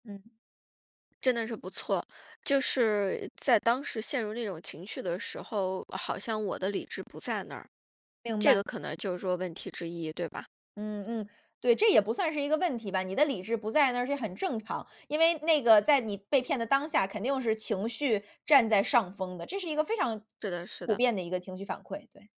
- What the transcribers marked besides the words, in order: none
- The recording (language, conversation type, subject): Chinese, advice, 当过去的创伤被触发、情绪回涌时，我该如何应对？